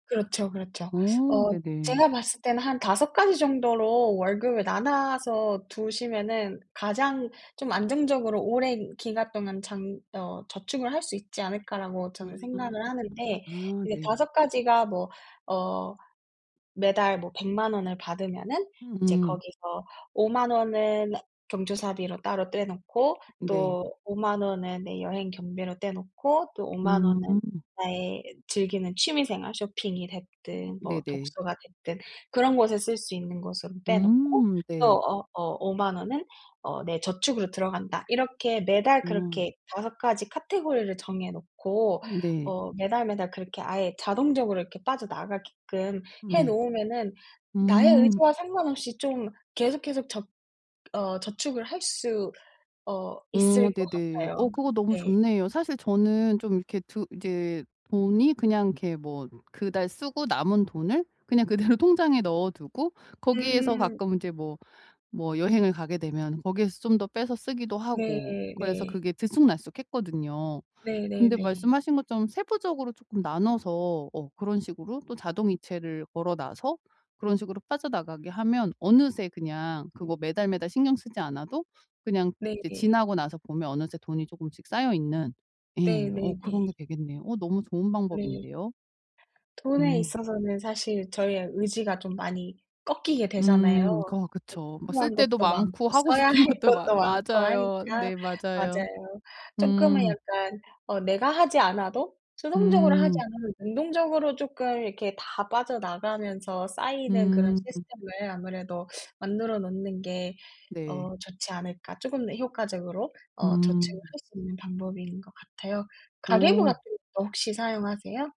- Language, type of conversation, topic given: Korean, advice, 어떻게 하면 장기 저축을 하면서도 일상 속 소소한 행복을 유지할 수 있을까요?
- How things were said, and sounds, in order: other background noise; laughing while speaking: "그대로"; tapping; laughing while speaking: "할 것도 많고"; laughing while speaking: "싶은 것도 많"